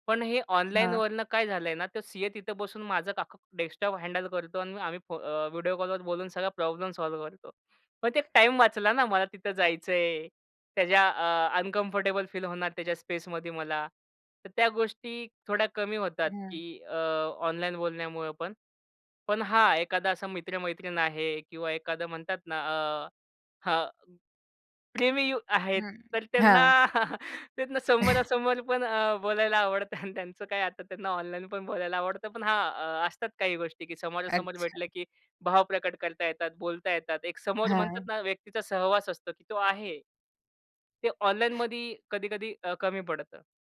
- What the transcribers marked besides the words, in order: other background noise; other noise; in English: "डेस्कटॉप"; in English: "सॉल्व्ह"; in English: "अनकम्फर्टेबल"; in English: "स्पेसमध्ये"; chuckle; laughing while speaking: "त्यांना समोरासमोर पण बोलायला आवडतं … पण बोलायला आवडतं"; chuckle
- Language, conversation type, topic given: Marathi, podcast, ऑनलाईन आणि समोरासमोरच्या संवादातला फरक तुम्हाला कसा जाणवतो?